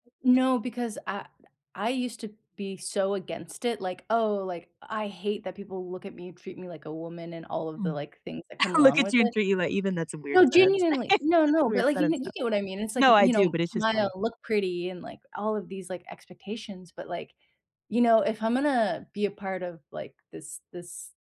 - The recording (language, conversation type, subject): English, unstructured, Have you experienced favoritism in the workplace, and how did it feel?
- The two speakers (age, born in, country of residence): 25-29, United States, United States; 30-34, United States, United States
- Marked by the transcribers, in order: other background noise; chuckle; laugh